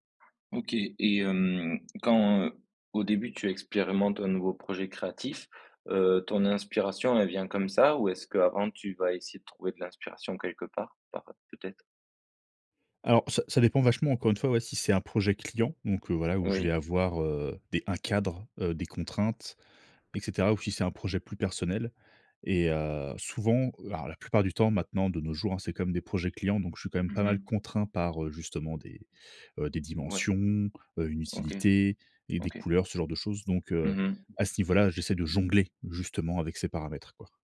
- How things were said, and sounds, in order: other background noise
- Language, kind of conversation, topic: French, podcast, Processus d’exploration au démarrage d’un nouveau projet créatif